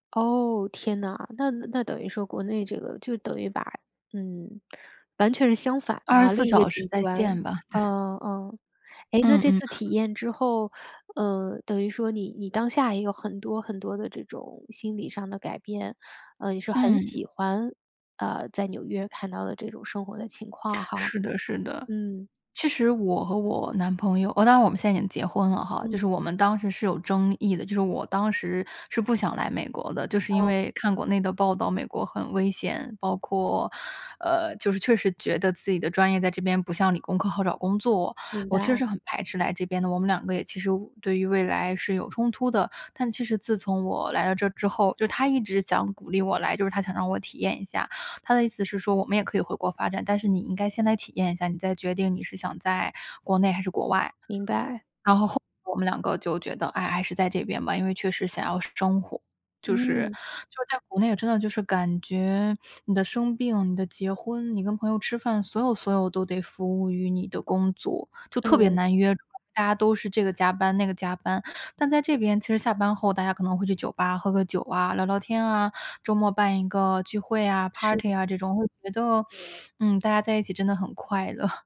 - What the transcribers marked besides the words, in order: in English: "party"; inhale; laughing while speaking: "乐"
- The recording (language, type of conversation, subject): Chinese, podcast, 有哪次旅行让你重新看待人生？